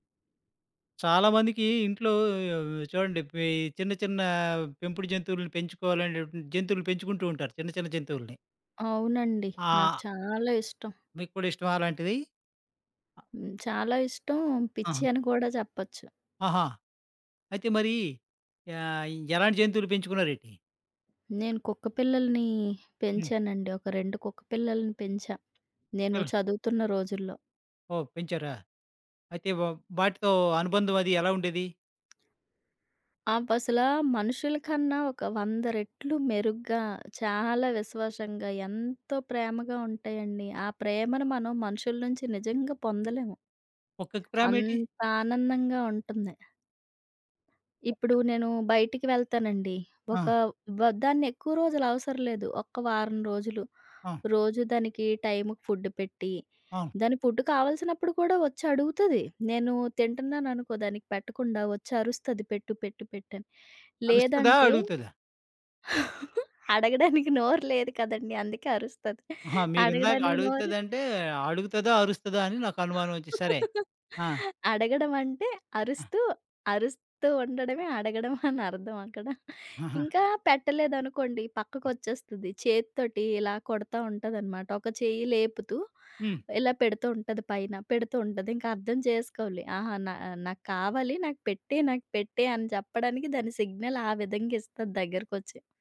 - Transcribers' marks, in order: tapping; other background noise; laughing while speaking: "అడగడానికి నోరు లేదు కదండీ! అందుకే అరుస్తది అడగడానికి నోరుంటే"; chuckle; in English: "సిగ్నల్"
- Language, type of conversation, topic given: Telugu, podcast, పెంపుడు జంతువును మొదటిసారి పెంచిన అనుభవం ఎలా ఉండింది?